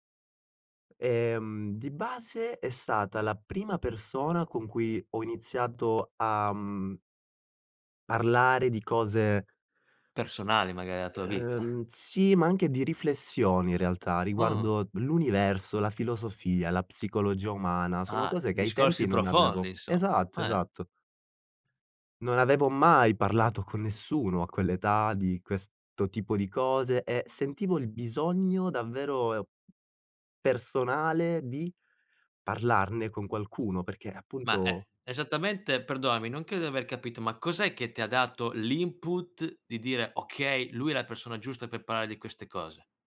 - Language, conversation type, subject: Italian, podcast, Com'è stato quando hai conosciuto il tuo mentore o una guida importante?
- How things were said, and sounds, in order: tapping; stressed: "mai"; stressed: "nessuno"; in English: "input"